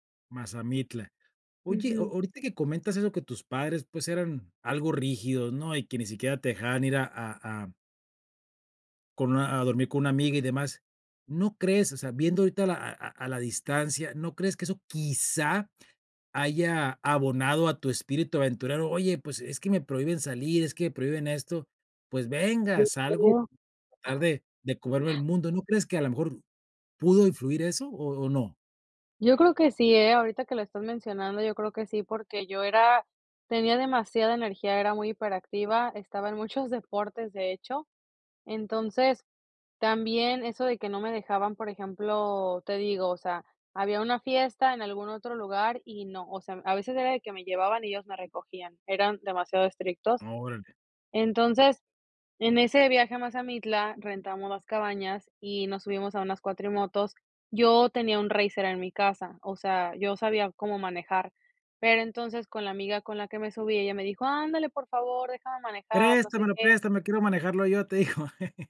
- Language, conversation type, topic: Spanish, podcast, ¿Cómo eliges entre seguridad y aventura?
- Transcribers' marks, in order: chuckle